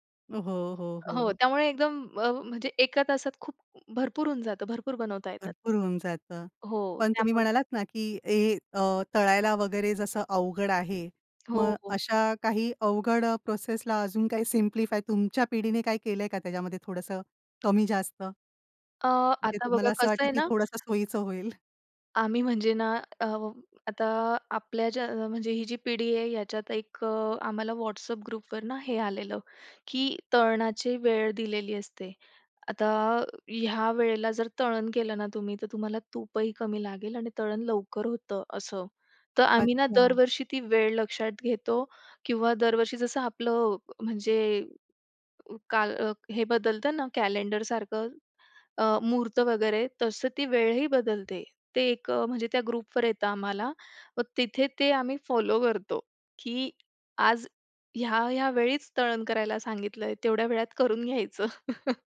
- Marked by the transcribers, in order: tapping; other background noise; in English: "ग्रुपवर"; in English: "ग्रुपवर"; laugh
- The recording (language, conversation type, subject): Marathi, podcast, तुम्ही वारसा म्हणून पुढच्या पिढीस कोणती पारंपरिक पाककृती देत आहात?